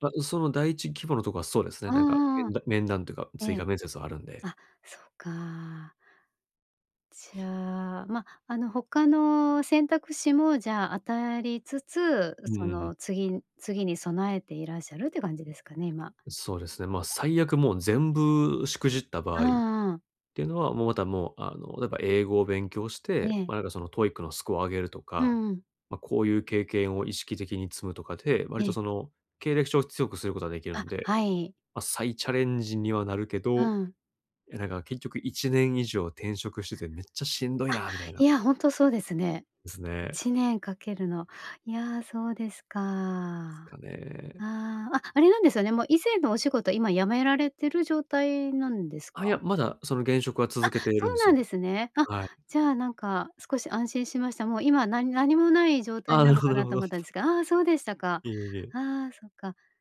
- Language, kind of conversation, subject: Japanese, advice, 期待と現実のギャップにどう向き合えばよいですか？
- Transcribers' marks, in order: none